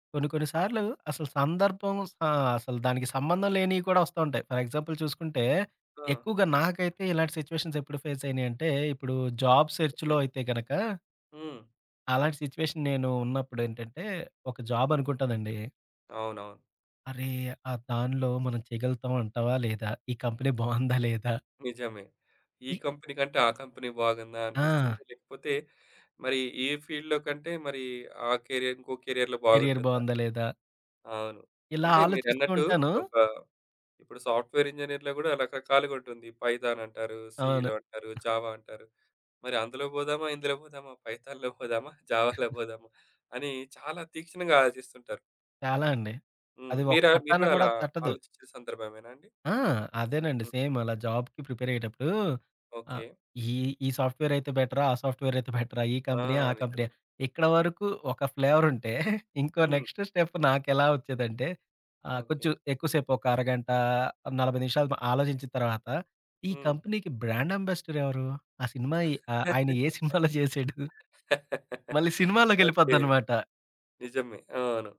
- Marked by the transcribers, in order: in English: "ఫర్ ఎగ్జాంపుల్"; in English: "సిట్యుయేషన్స్"; in English: "ఫేస్"; in English: "జాబ్ సెర్చ్‌లో"; in English: "సిట్యుయేషన్"; in English: "జాబ్"; in English: "కంపెనీ"; laughing while speaking: "బావుందా లేదా?"; in English: "కంపెనీ"; in English: "కంపెనీ"; in English: "ఫీల్డ్‌లో"; in English: "కెరియర్"; in English: "కెరియర్‌లో"; in English: "కెరియర్"; in English: "సాఫ్ట్‌వేర్ ఇంజినీర్‌లో"; in English: "పైథాన్"; in English: "సీలో"; other background noise; in English: "జావ"; in English: "పైథాన్‌లో"; chuckle; in English: "జావాల"; in English: "సేమ్"; in English: "జాబ్‌కి ప్రిపేర్"; in English: "సాఫ్ట్‌వేర్"; in English: "సాఫ్ట్‌వేర్"; chuckle; in English: "నెక్స్ట్ స్టెప్"; in English: "కంపెనీకి బ్రాండ్ అంబాసడర్"; tapping; laugh; laughing while speaking: "సినిమాలో చేసాడు"
- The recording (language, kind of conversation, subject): Telugu, podcast, ఆలోచనలు వేగంగా పరుగెత్తుతున్నప్పుడు వాటిని ఎలా నెమ్మదింపచేయాలి?